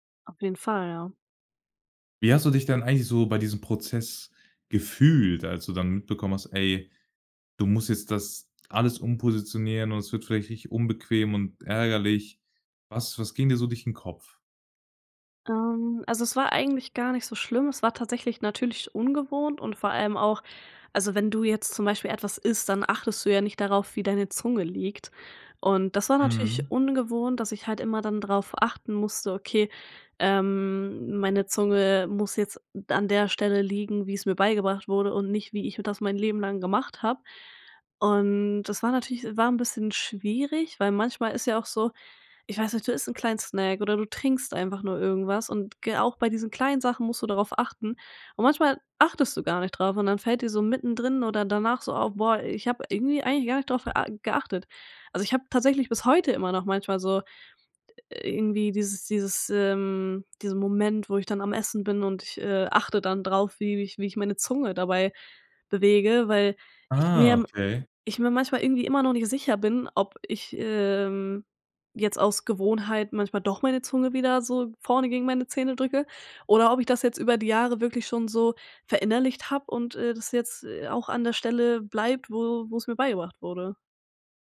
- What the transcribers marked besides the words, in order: none
- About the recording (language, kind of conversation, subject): German, podcast, Kannst du von einer Situation erzählen, in der du etwas verlernen musstest?